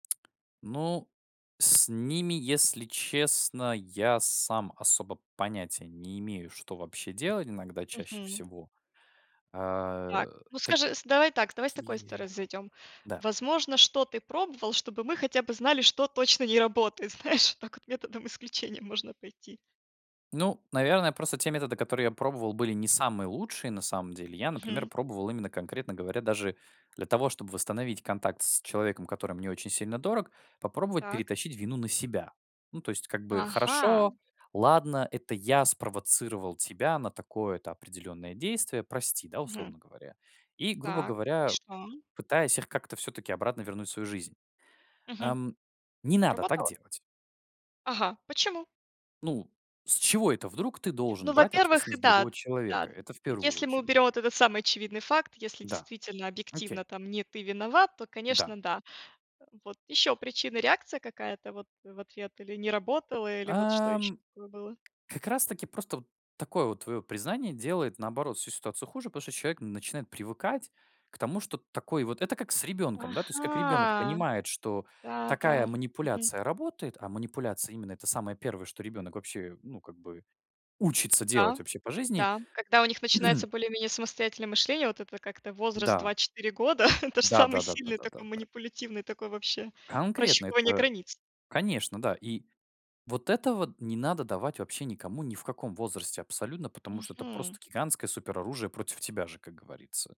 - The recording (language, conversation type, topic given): Russian, podcast, Как действовать, когда конфликт перерастает в молчание?
- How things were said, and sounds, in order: laughing while speaking: "знаешь, вот так вот методом исключения"; throat clearing; laughing while speaking: "года"